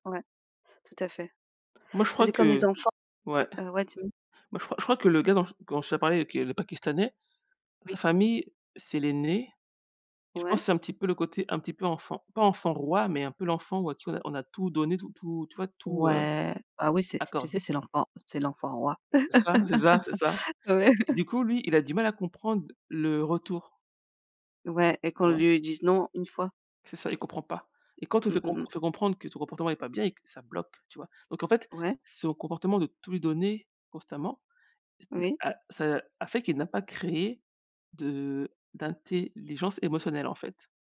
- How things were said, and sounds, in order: stressed: "Ouais"; laugh; tapping
- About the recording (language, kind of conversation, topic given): French, unstructured, Que signifie la gentillesse pour toi ?